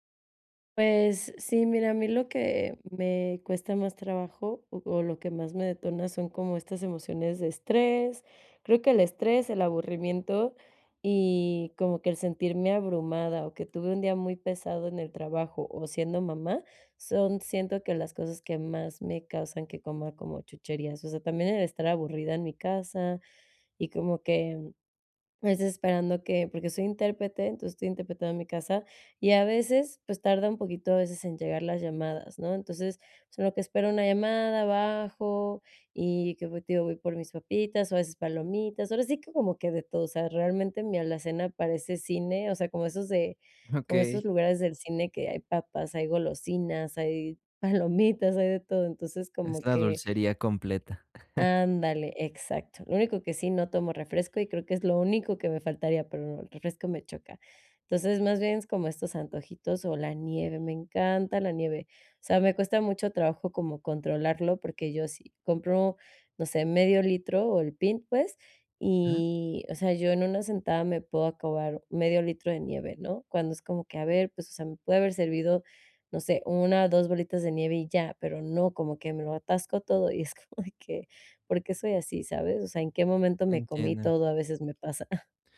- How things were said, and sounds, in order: chuckle; laughing while speaking: "palomitas"; chuckle; laughing while speaking: "y es como de"; other background noise
- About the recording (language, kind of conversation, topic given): Spanish, advice, ¿Cómo puedo controlar mis antojos y el hambre emocional?